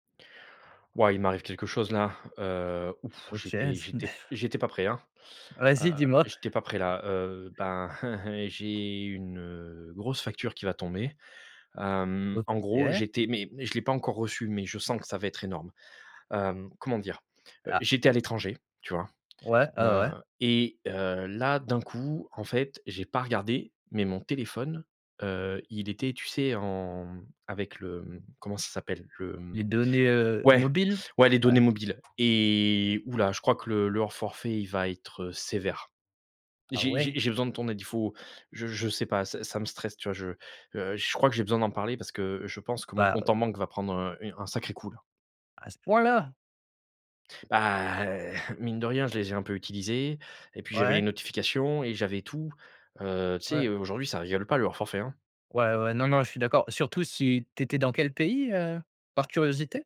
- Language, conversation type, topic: French, advice, Comment gérer le stress provoqué par des factures imprévues qui vident votre compte ?
- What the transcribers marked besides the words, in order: chuckle; chuckle